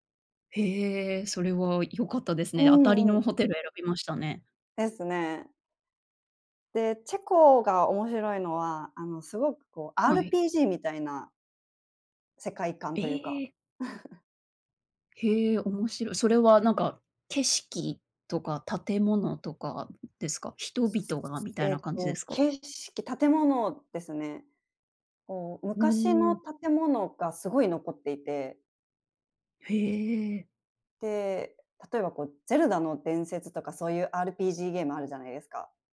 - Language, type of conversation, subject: Japanese, podcast, 一番忘れられない旅行の話を聞かせてもらえますか？
- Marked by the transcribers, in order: chuckle; tapping; other background noise